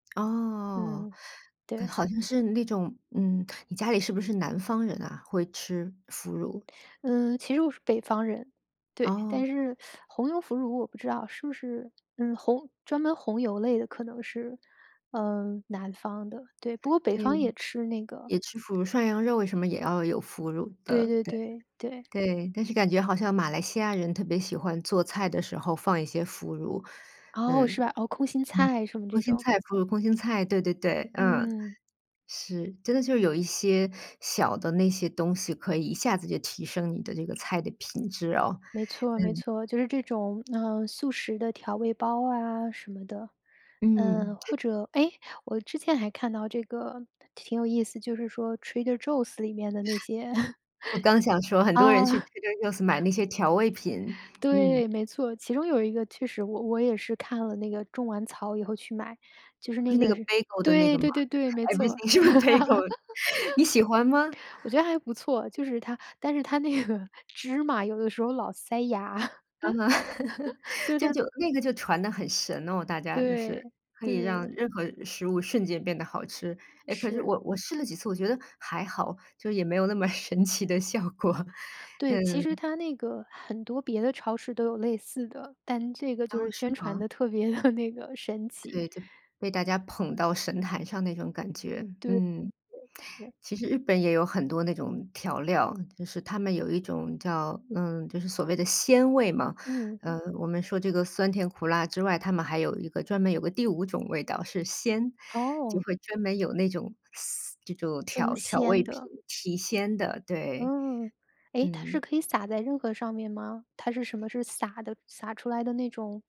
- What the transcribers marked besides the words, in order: teeth sucking; chuckle; in English: "Bagel"; in English: "everything"; laughing while speaking: "没错"; laugh; laughing while speaking: "是不是 bagel"; in English: "bagel"; laughing while speaking: "它那个"; laughing while speaking: "塞牙"; chuckle; laugh; laughing while speaking: "神奇的效果"; laughing while speaking: "特别地那个"
- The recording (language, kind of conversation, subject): Chinese, podcast, 你有哪些省时省力的做饭小技巧？